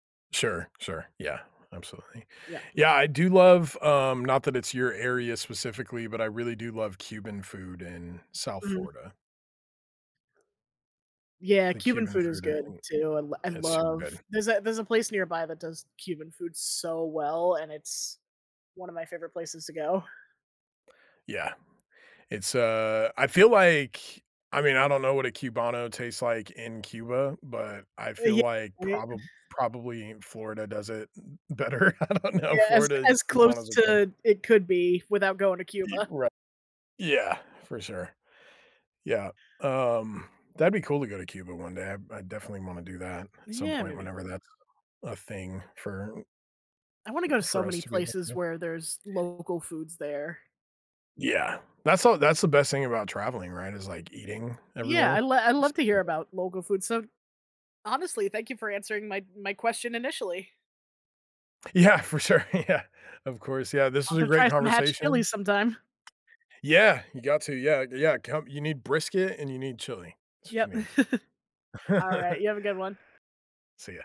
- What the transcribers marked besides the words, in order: tapping; laughing while speaking: "better. I don't know"; laughing while speaking: "Yeah, for sure, yeah"; chuckle
- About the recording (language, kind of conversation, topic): English, unstructured, How can I recreate the foods that connect me to my childhood?